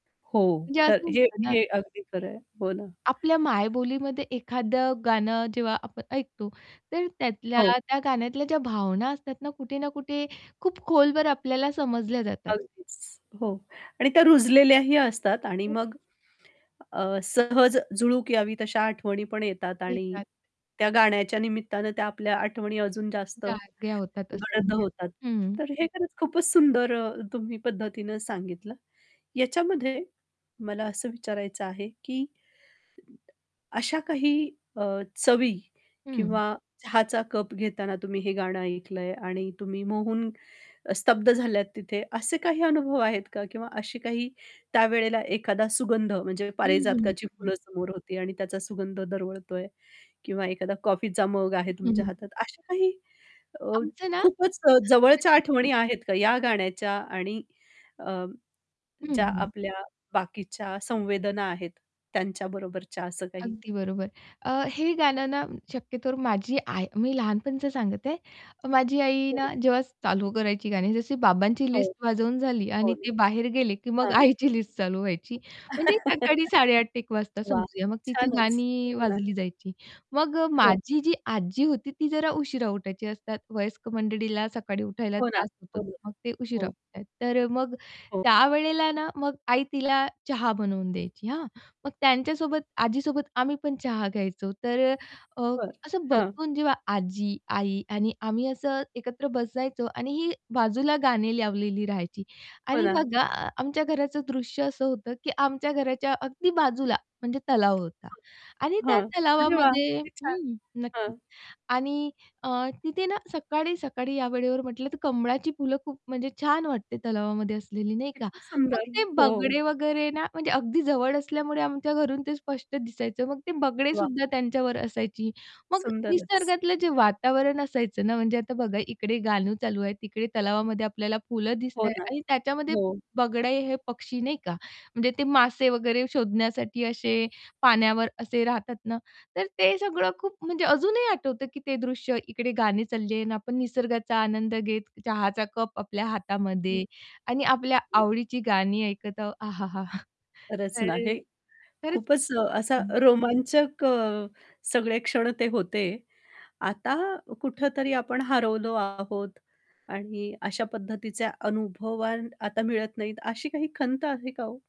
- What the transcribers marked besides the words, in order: static; distorted speech; mechanical hum; tapping; unintelligible speech; laughing while speaking: "आईची लिस्ट"; laugh; other noise; other background noise; unintelligible speech; "बगळे" said as "बगडे"; "बगळेसुद्धा" said as "बगडेसुद्धा"; "बगळे" said as "बगडे"
- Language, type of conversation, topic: Marathi, podcast, पहिल्यांदा तुम्हाला कोणत्या गाण्याची आठवण येते?